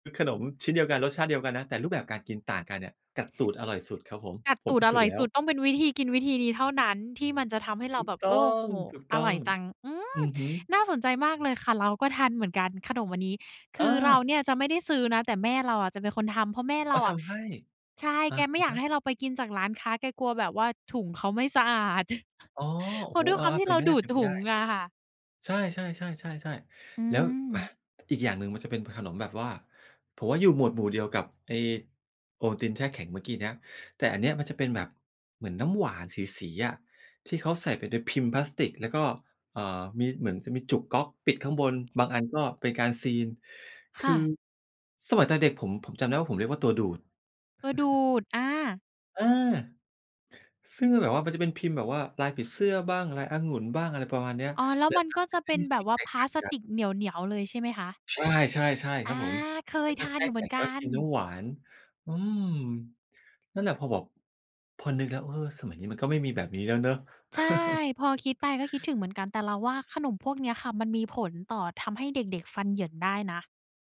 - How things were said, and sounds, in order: tapping; chuckle; other background noise; chuckle; chuckle
- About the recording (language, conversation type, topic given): Thai, podcast, ขนมแบบไหนที่พอได้กลิ่นหรือได้ชิมแล้วทำให้คุณนึกถึงตอนเป็นเด็ก?